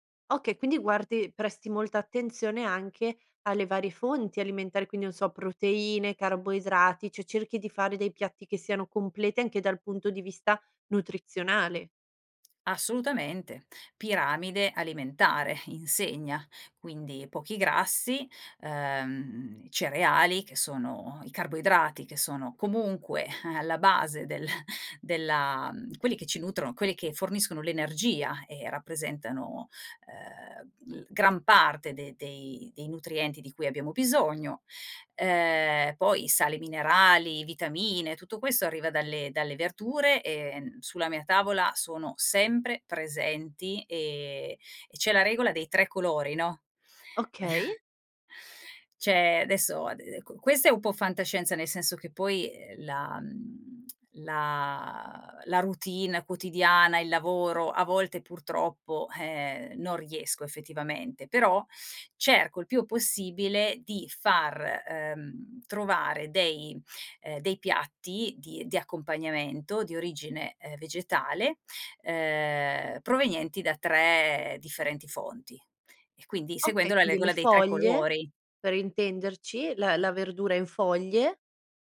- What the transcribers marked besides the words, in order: laughing while speaking: "del"; chuckle; "regola" said as "legola"
- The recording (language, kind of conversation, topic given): Italian, podcast, Cosa significa per te nutrire gli altri a tavola?